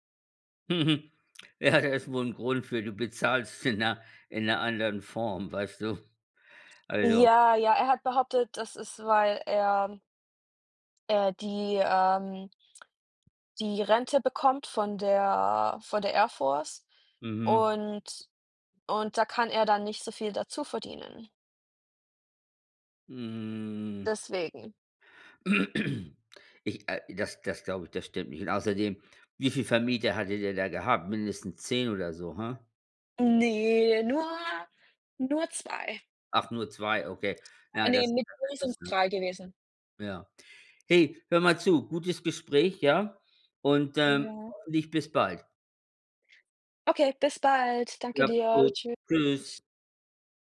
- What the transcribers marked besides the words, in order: chuckle; throat clearing; unintelligible speech
- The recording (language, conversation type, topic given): German, unstructured, Wie stehst du zur technischen Überwachung?